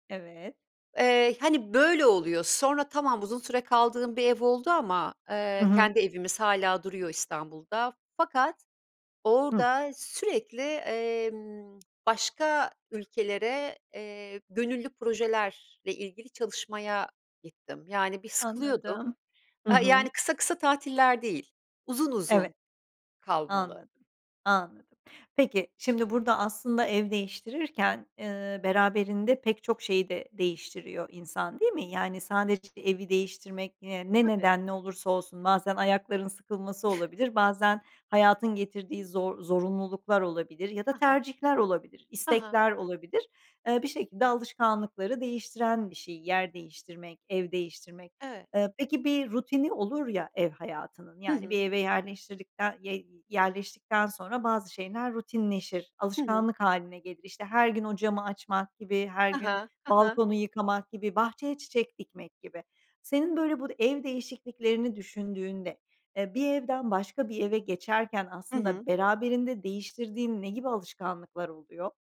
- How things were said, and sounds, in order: tapping; chuckle; other background noise
- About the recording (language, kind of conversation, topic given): Turkish, podcast, Alışkanlık değiştirirken ilk adımın ne olur?